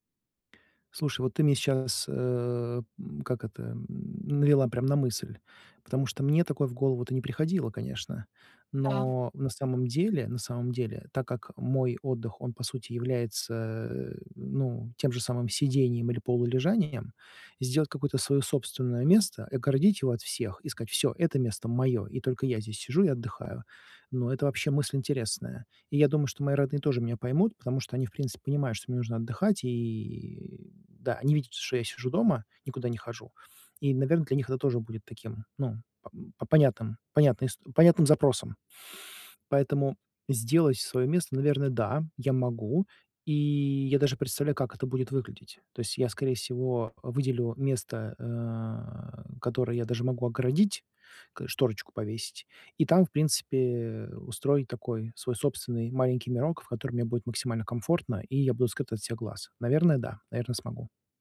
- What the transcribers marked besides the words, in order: none
- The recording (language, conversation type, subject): Russian, advice, Почему мне так трудно расслабиться и спокойно отдохнуть дома?
- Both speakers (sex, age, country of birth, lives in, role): female, 35-39, Ukraine, Bulgaria, advisor; male, 45-49, Russia, United States, user